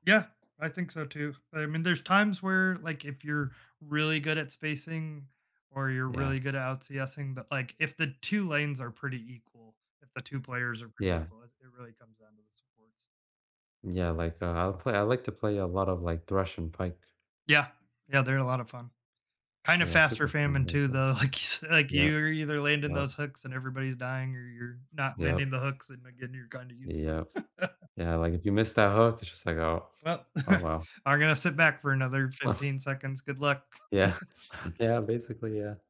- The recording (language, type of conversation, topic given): English, unstructured, Which childhood game or family tradition still warms your heart, and how do you keep it alive today?
- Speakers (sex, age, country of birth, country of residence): male, 20-24, United States, United States; male, 35-39, United States, United States
- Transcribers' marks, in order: tapping; laughing while speaking: "like, you s"; unintelligible speech; chuckle; chuckle; chuckle; laughing while speaking: "Yeah"; chuckle